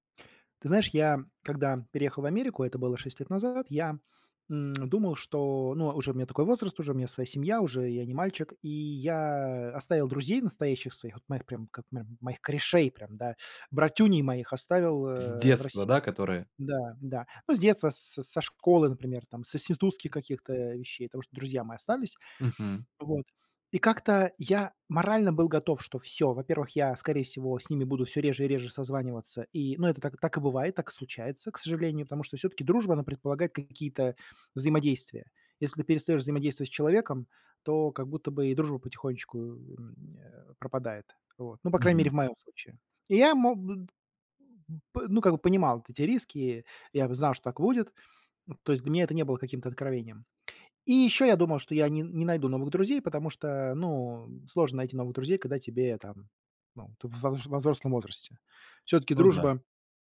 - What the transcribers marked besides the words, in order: lip smack; tapping
- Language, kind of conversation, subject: Russian, podcast, Как ты находил друзей среди местных жителей?